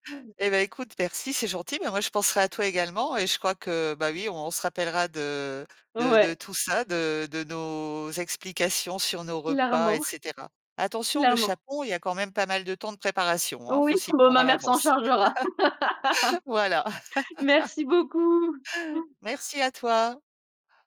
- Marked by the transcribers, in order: other background noise; chuckle; laughing while speaking: "bon, ma mère s'en chargera"; laugh; laughing while speaking: "Voilà"; other noise; laugh
- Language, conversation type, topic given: French, podcast, Parle-nous d'un repas qui réunit toujours ta famille : pourquoi fonctionne-t-il à chaque fois ?